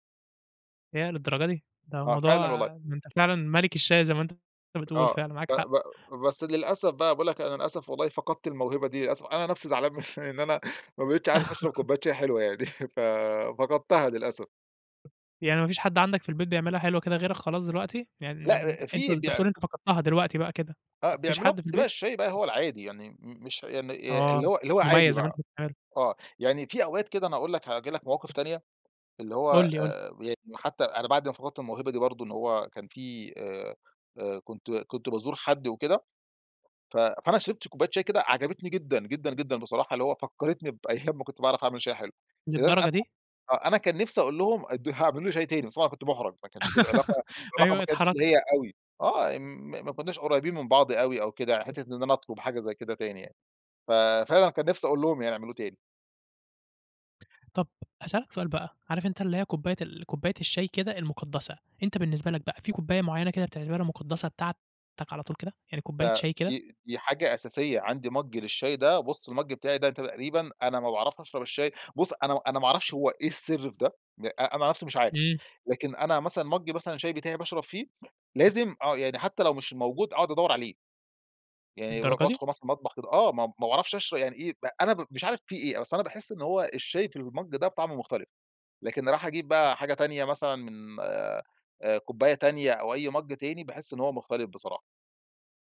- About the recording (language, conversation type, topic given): Arabic, podcast, إيه عاداتك مع القهوة أو الشاي في البيت؟
- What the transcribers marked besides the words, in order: laughing while speaking: "من إن أنا"; chuckle; chuckle; other background noise; unintelligible speech; unintelligible speech; laughing while speaking: "بأيام"; laugh; in English: "مج"; in English: "المج"; in English: "مج"; in English: "المج"; in English: "مج"